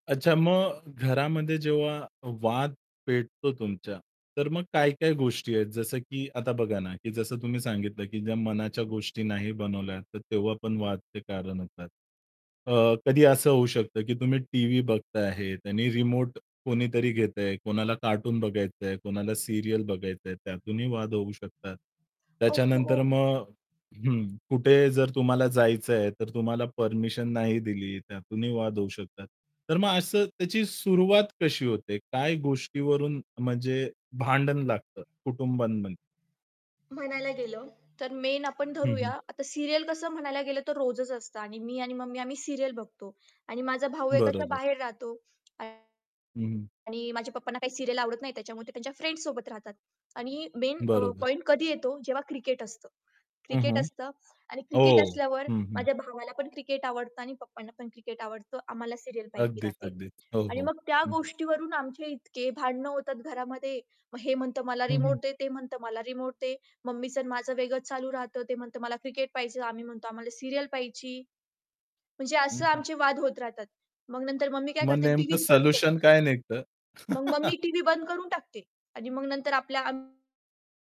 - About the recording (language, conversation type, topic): Marathi, podcast, तुमच्या कुटुंबात भांडणं सहसा कशामुळे सुरू होतात?
- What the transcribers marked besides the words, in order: static; in English: "सीरियल"; other background noise; distorted speech; in English: "सीरियल"; in English: "सीरियल"; tapping; in English: "सीरियल"; horn; in English: "सीरियल"; in English: "सीरियल"; laugh